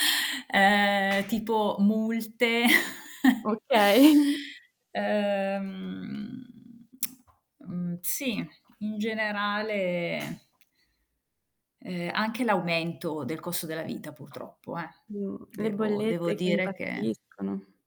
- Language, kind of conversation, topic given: Italian, unstructured, Come gestisci il tuo budget mensile?
- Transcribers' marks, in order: tapping; chuckle; static; chuckle; tsk; drawn out: "generale"; tsk